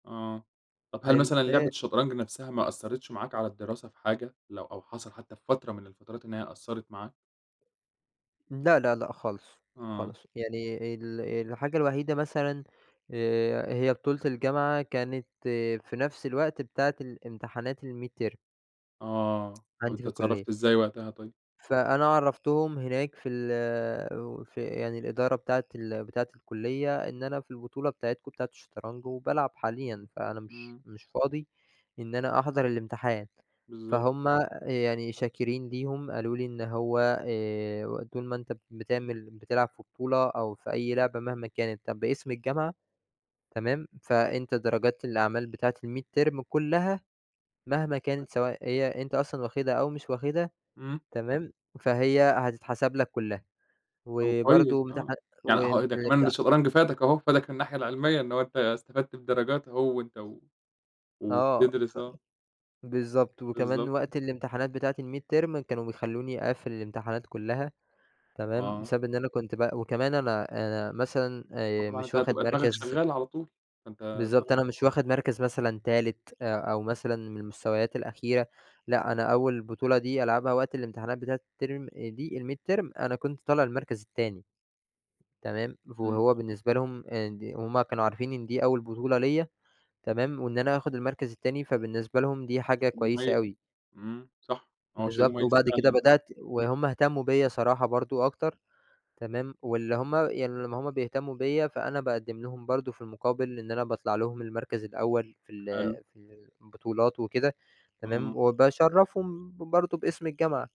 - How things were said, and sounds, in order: other background noise; in English: "الميدترم"; in English: "الميدترم"; in English: "الميدترم"; unintelligible speech; tapping; in English: "الترم"; in English: "الميدترم"
- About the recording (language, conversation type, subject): Arabic, podcast, لو عندك يوم كامل فاضي، هتقضيه إزاي مع هوايتك؟